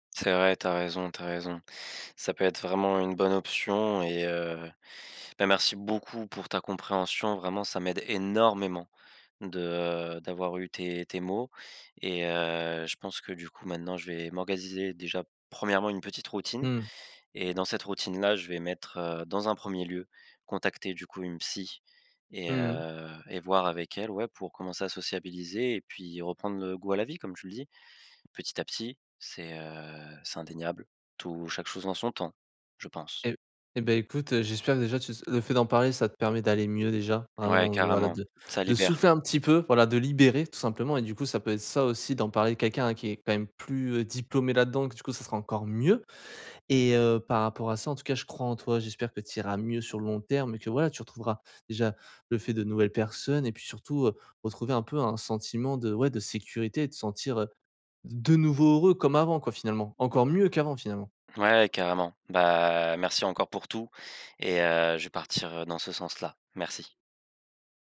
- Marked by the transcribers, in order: stressed: "beaucoup"; stressed: "énormément"; "m'organiser" said as "orgasiser"; tapping; stressed: "mieux"; stressed: "nouveau"; other noise; stressed: "mieux"
- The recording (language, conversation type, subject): French, advice, Comment retrouver un sentiment de sécurité après un grand changement dans ma vie ?